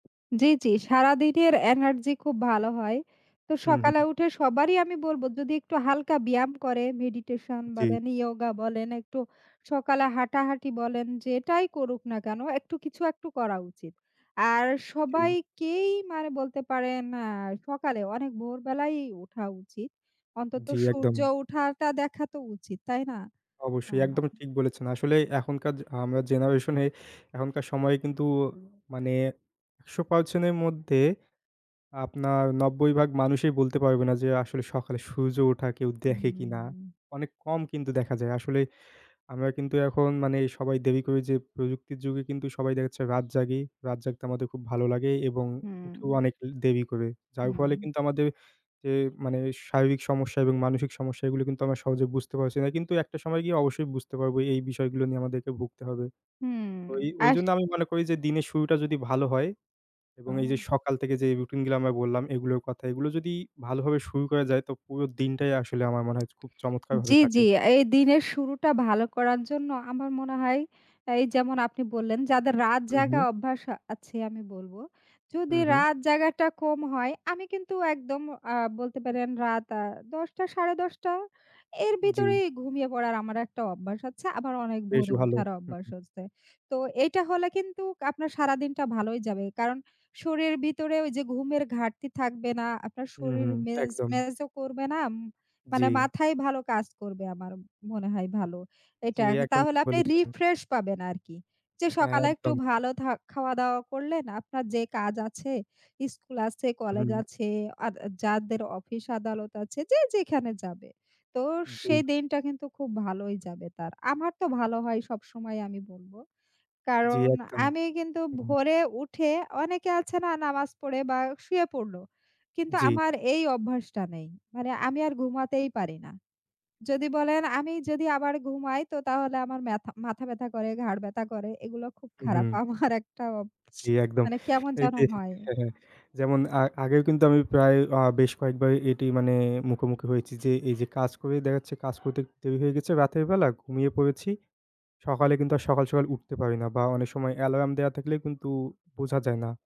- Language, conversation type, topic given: Bengali, unstructured, আপনার দিনটা সাধারণত কীভাবে শুরু হয়?
- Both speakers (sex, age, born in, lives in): female, 35-39, Bangladesh, Bangladesh; male, 20-24, Bangladesh, Bangladesh
- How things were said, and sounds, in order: other background noise; "ভাগ" said as "বাগ"; "দেরি" said as "দেবি"; "গুলা" said as "গিলা"; "ভিতরেই" said as "বিতরেই"; "বলেছেন" said as "বলেচেন"